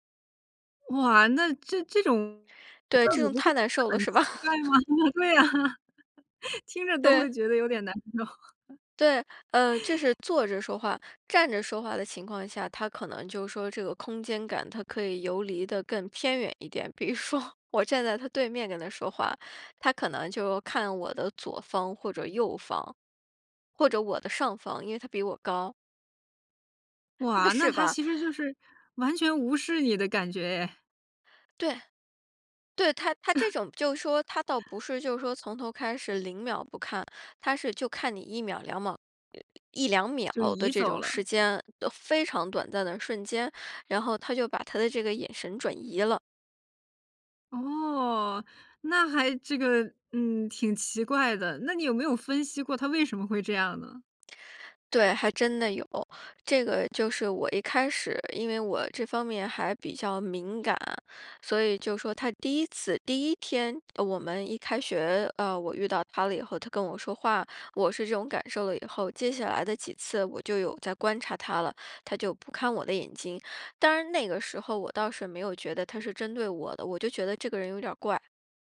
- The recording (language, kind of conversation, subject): Chinese, podcast, 当别人和你说话时不看你的眼睛，你会怎么解读？
- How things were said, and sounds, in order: other noise; laugh; laughing while speaking: "对啊， 听着都会觉得有点难受"; laugh; laughing while speaking: "对"; laugh; other background noise; laughing while speaking: "比如说"; laughing while speaking: "那是吧"; laugh; "秒" said as "毛"; lip smack